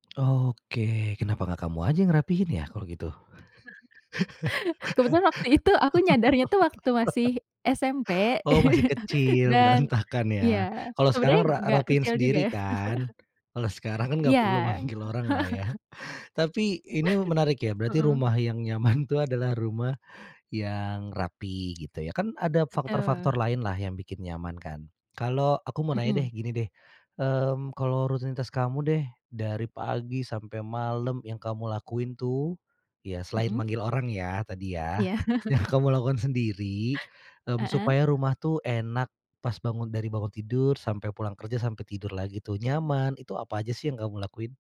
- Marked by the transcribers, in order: drawn out: "Oke"; chuckle; laughing while speaking: "Kebetulan waktu itu"; laugh; laughing while speaking: "Oh, masih kecil, berantakan, ya"; chuckle; laughing while speaking: "manggil oranglah, ya"; laughing while speaking: "kecil juga, ya"; chuckle; laughing while speaking: "nyaman, tuh"; inhale; tapping; laughing while speaking: "yang kamu lakukan sendiri"; laughing while speaking: "Iya"
- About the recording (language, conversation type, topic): Indonesian, podcast, Bagaimana kamu membuat rumah terasa nyaman setiap hari?